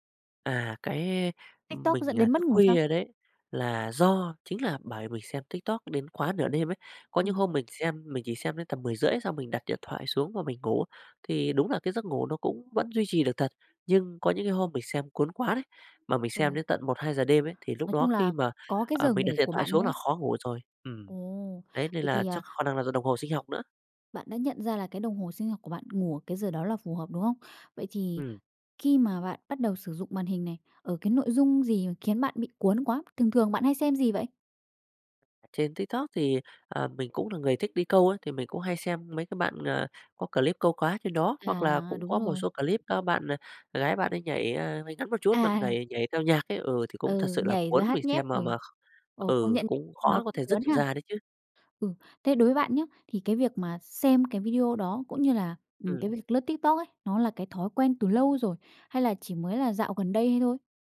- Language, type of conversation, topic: Vietnamese, podcast, Bạn có mẹo nào để ngủ ngon mà không bị màn hình ảnh hưởng không?
- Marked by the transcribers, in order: none